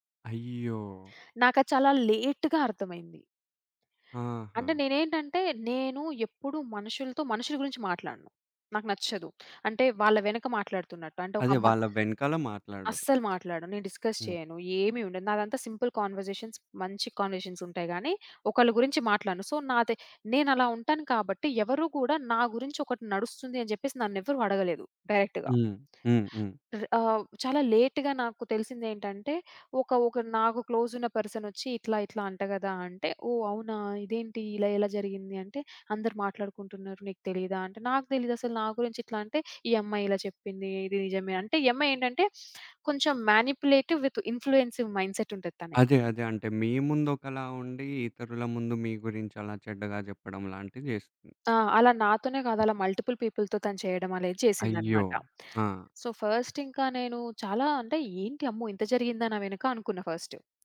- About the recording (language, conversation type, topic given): Telugu, podcast, ఇతరుల పట్ల సానుభూతి ఎలా చూపిస్తారు?
- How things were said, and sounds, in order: in English: "లేట్‌గా"; in English: "డిస్‌కస్"; in English: "కన్వర్‌జేషన్స్"; in English: "కన్వర్‌జేషన్స్"; in English: "సో"; in English: "డైరెక్ట్‌గా"; in English: "లేట్‌గా"; other background noise; in English: "మానిప్యులేటివ్ విత్ ఇన్‌ఫ్లూయెన్సివ్ మైండ్‌సెట్"; in English: "మల్టిపుల్ పీపుల్‌తో"; in English: "సో, ఫస్ట్"